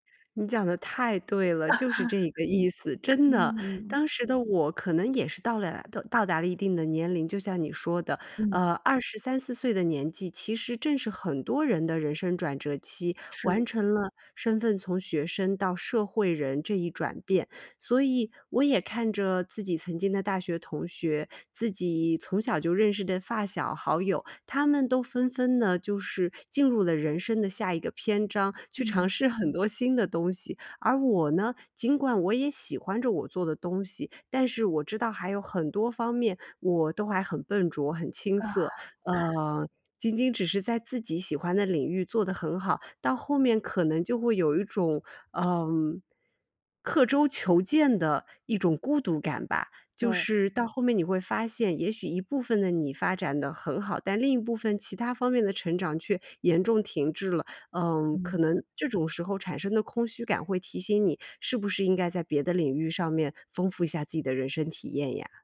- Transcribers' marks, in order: laugh; chuckle
- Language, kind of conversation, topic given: Chinese, podcast, 你如何看待舒适区与成长？